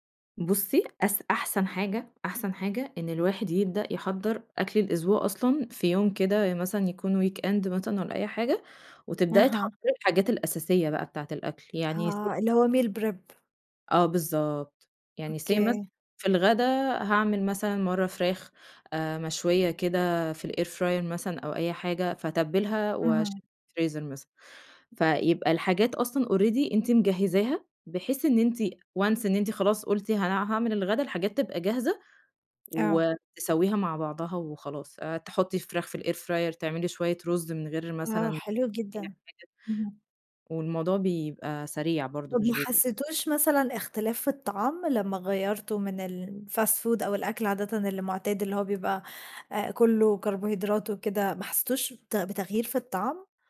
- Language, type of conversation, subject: Arabic, podcast, إزاي تجهّز أكل صحي بسرعة في البيت؟
- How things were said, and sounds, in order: in English: "weekend"; in English: "meal prep"; in English: "Say"; in English: "الair fryer"; in English: "already"; in English: "once"; tapping; in English: "الair fryer"; in English: "الfast food"